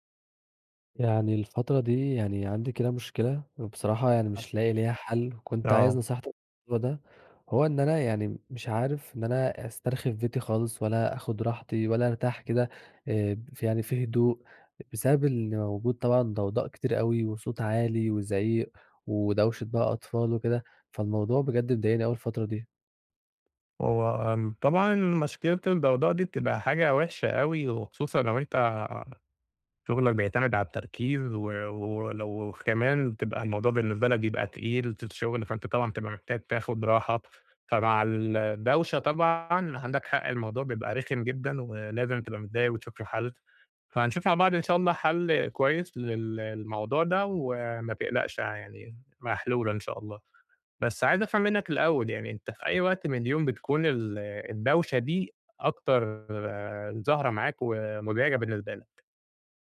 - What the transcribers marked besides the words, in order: tapping
- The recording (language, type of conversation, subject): Arabic, advice, إزاي أقدر أسترخى في البيت مع الدوشة والمشتتات؟